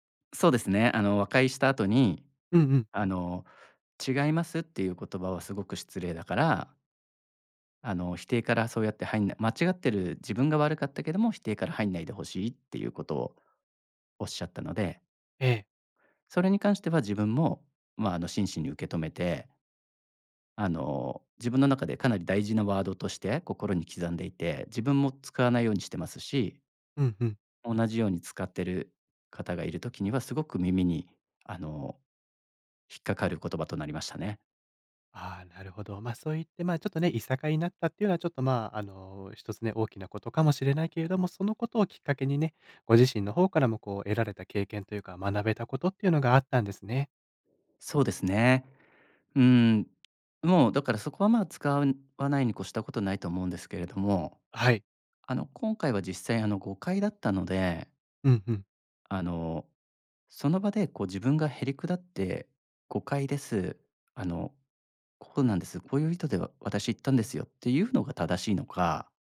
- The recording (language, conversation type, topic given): Japanese, advice, 誤解で相手に怒られたとき、どう説明して和解すればよいですか？
- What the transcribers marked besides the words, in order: none